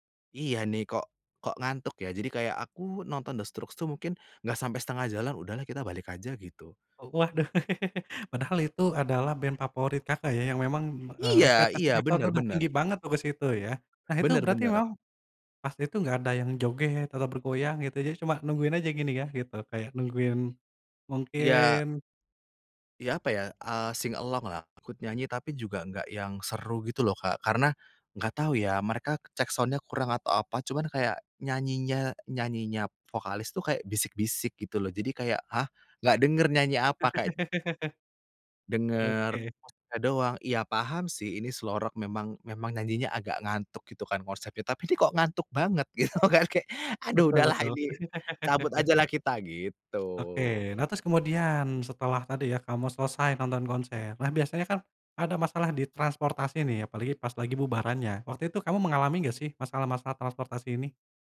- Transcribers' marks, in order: laughing while speaking: "Waduh!"; chuckle; in English: "sing along-lah"; in English: "check sound-nya"; chuckle; unintelligible speech; laughing while speaking: "gitu. Gak kayak aduh udahlah ini cabut ajalah kita"; chuckle
- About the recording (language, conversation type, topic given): Indonesian, podcast, Kenangan apa yang paling kamu ingat saat nonton konser bareng teman?